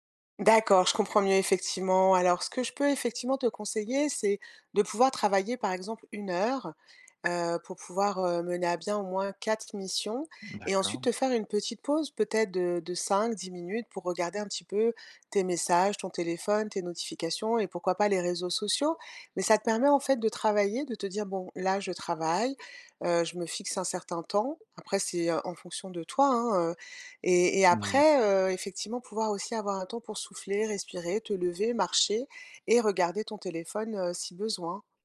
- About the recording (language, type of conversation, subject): French, advice, Comment réduire les distractions numériques pendant mes heures de travail ?
- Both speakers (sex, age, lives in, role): female, 50-54, France, advisor; male, 30-34, France, user
- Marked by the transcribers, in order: none